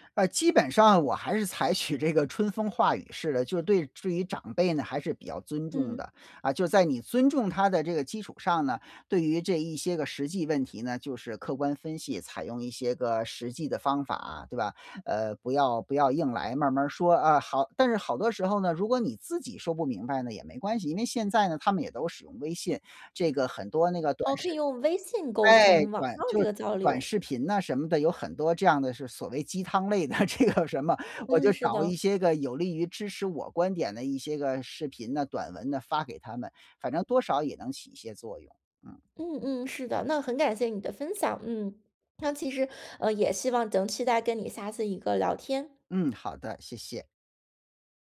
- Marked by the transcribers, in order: laughing while speaking: "这个春风化雨式的"; laughing while speaking: "这个什么"
- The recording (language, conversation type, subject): Chinese, podcast, 家里出现代沟时，你会如何处理？